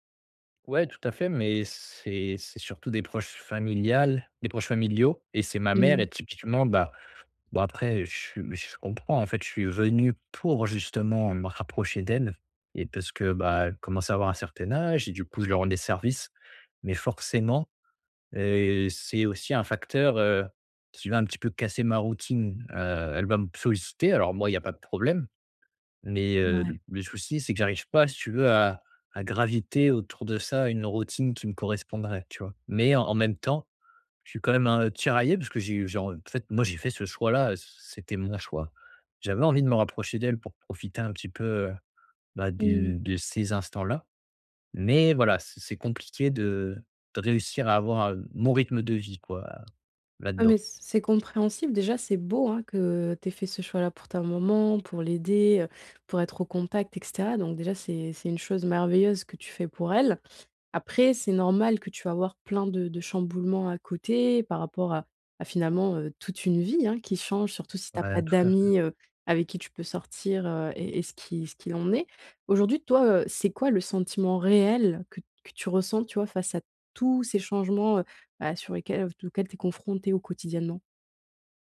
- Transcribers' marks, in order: stressed: "pour"; stressed: "d'amis"
- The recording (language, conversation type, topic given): French, advice, Comment adapter son rythme de vie à un nouvel environnement après un déménagement ?